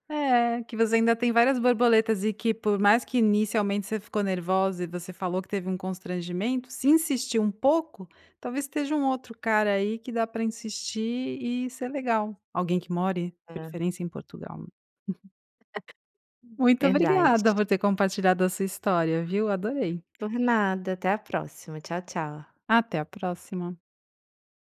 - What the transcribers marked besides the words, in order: laugh; tapping
- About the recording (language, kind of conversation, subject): Portuguese, podcast, Como você retoma o contato com alguém depois de um encontro rápido?